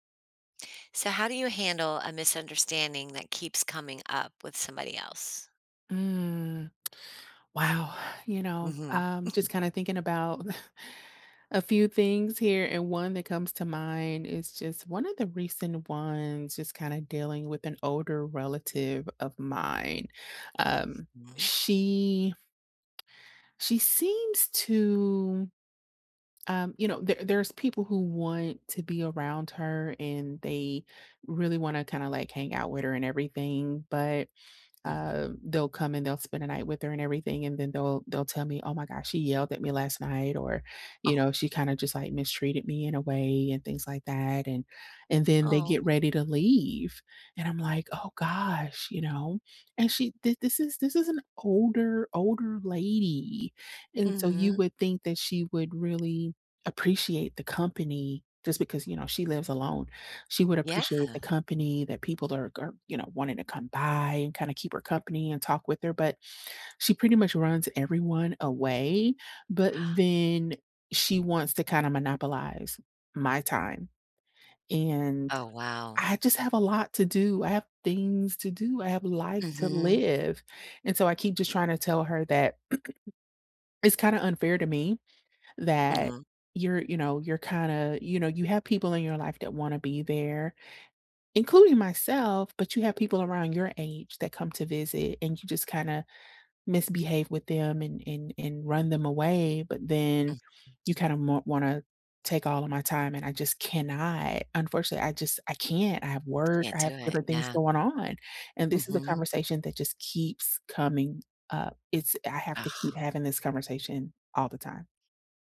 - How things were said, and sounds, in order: drawn out: "Mm"; tsk; chuckle; tapping; stressed: "by"; gasp; stressed: "my"; throat clearing; other background noise; scoff
- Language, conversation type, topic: English, unstructured, How can I handle a recurring misunderstanding with someone close?
- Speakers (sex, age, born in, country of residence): female, 35-39, United States, United States; female, 50-54, United States, United States